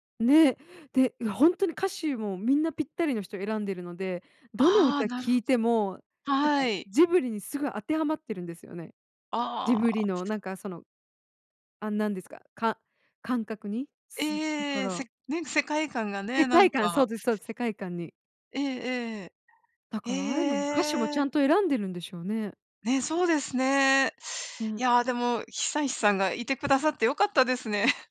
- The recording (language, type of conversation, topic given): Japanese, unstructured, 好きな音楽のジャンルは何ですか？その理由も教えてください。
- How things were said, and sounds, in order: other background noise; unintelligible speech; chuckle